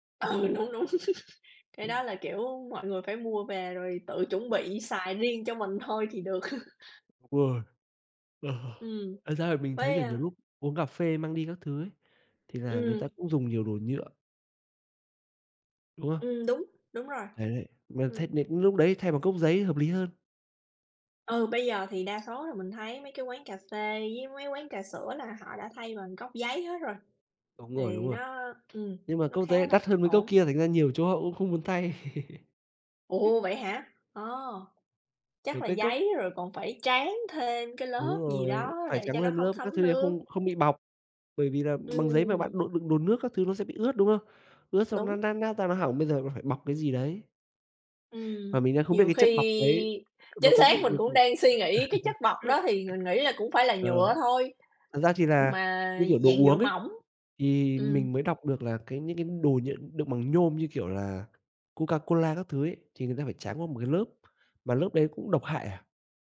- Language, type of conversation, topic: Vietnamese, unstructured, Chúng ta nên làm gì để giảm rác thải nhựa hằng ngày?
- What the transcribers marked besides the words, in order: laughing while speaking: "Ừ, đúng, đúng"; tapping; laughing while speaking: "được"; laugh; unintelligible speech; laugh; other background noise